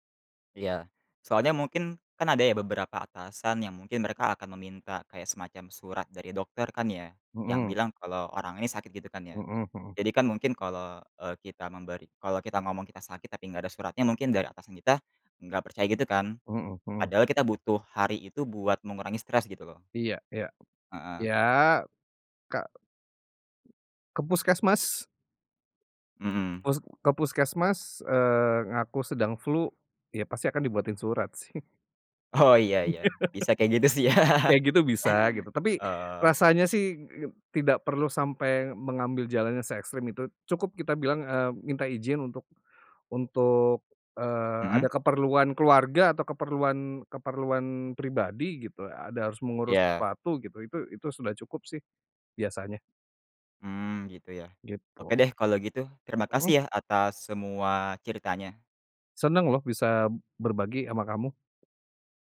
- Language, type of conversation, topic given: Indonesian, podcast, Gimana cara kamu ngatur stres saat kerjaan lagi numpuk banget?
- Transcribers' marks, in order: other background noise; laughing while speaking: "sih"; laugh; laughing while speaking: "ya"